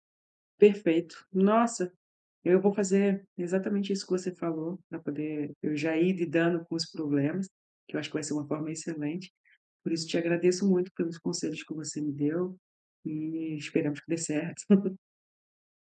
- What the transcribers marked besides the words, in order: chuckle
- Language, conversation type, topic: Portuguese, advice, Como posso lidar com o medo e a incerteza durante uma transição?